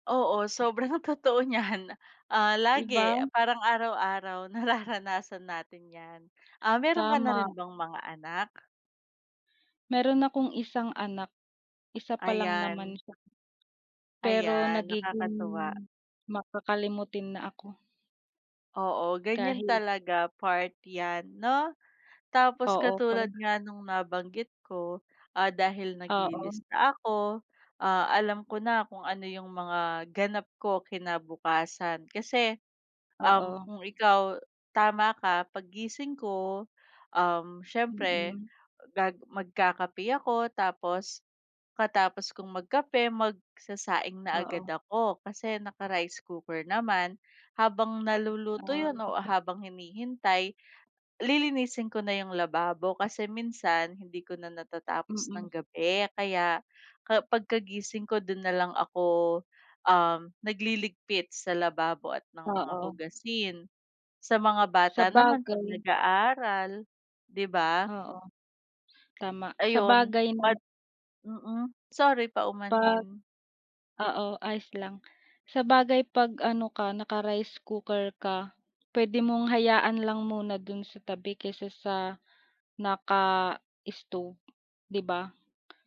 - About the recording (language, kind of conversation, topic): Filipino, unstructured, Ano ang mga ginagawa mo upang mas maging organisado sa iyong pang-araw-araw na gawain?
- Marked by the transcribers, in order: laughing while speaking: "totoo niyan"; laughing while speaking: "nararanasan"